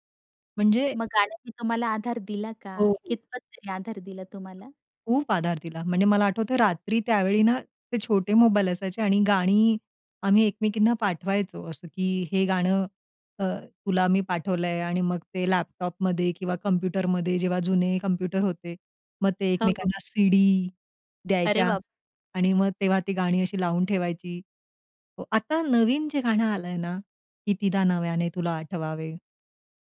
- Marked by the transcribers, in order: other noise; tapping
- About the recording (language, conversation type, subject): Marathi, podcast, ब्रेकअपनंतर संगीत ऐकण्याच्या तुमच्या सवयींमध्ये किती आणि कसा बदल झाला?